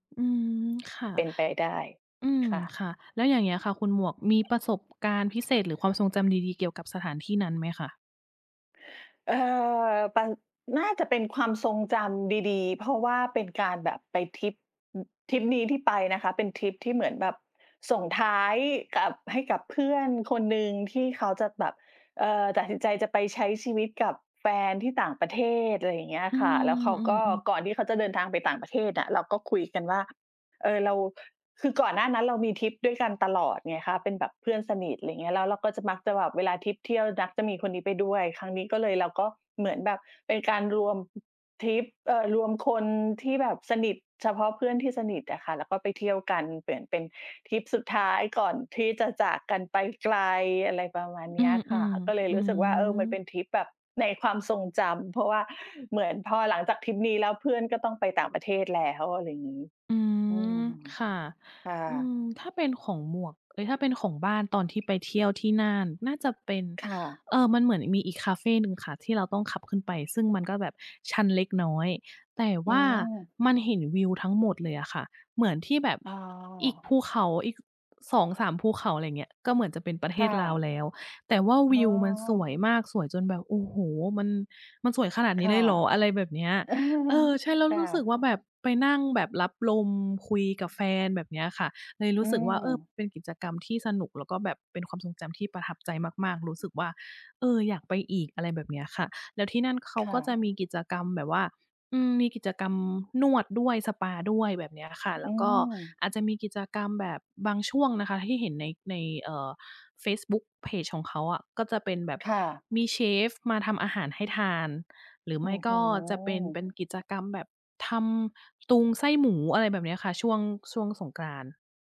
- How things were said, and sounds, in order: chuckle
- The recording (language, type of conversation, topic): Thai, unstructured, ที่ไหนในธรรมชาติที่ทำให้คุณรู้สึกสงบที่สุด?